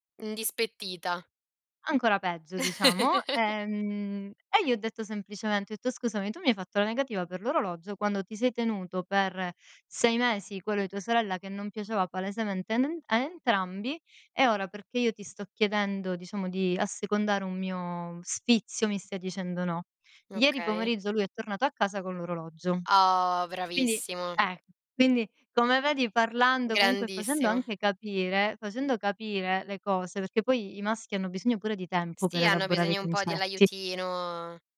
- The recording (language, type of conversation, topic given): Italian, podcast, Come si bilancia l’indipendenza personale con la vita di coppia, secondo te?
- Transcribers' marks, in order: chuckle; other background noise